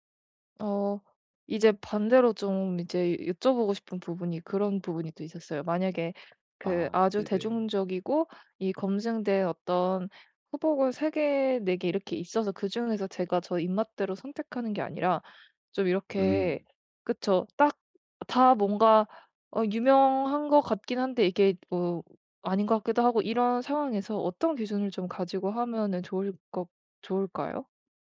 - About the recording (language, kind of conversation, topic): Korean, advice, 쇼핑할 때 결정을 미루지 않으려면 어떻게 해야 하나요?
- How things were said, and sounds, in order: tapping; other background noise